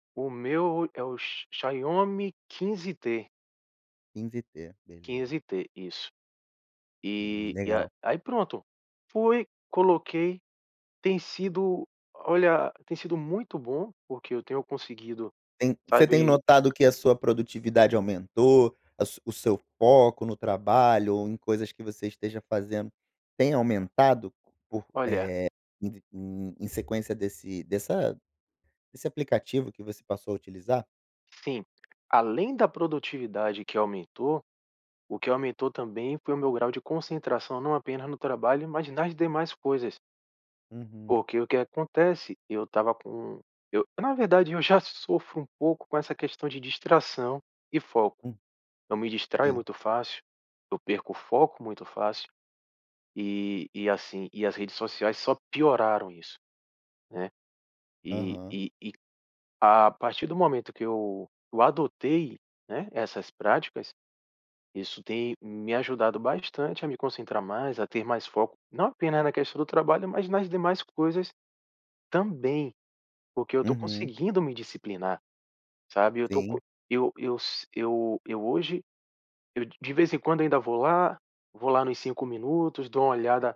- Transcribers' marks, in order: none
- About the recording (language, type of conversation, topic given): Portuguese, podcast, Como você evita distrações no celular enquanto trabalha?